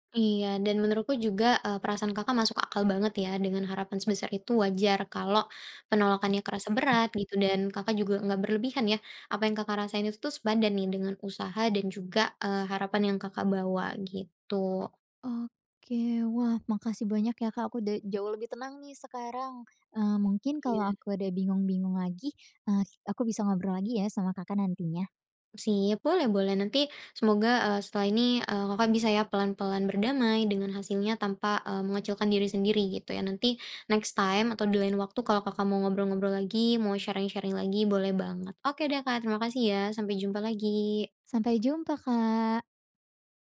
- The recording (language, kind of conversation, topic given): Indonesian, advice, Bagaimana caranya menjadikan kegagalan sebagai pelajaran untuk maju?
- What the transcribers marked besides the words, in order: tapping; in English: "next time"; in English: "sharing-sharing"